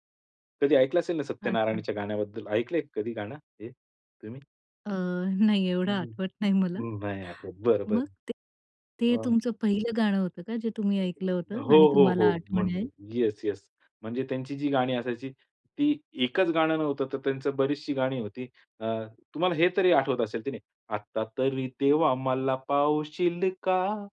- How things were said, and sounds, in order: unintelligible speech; singing: "आता तरी देवा मला पावशील का?"
- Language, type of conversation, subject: Marathi, podcast, कुटुंबातील गाण्यांची परंपरा तुमची संगीताची आवड कशी घडवते?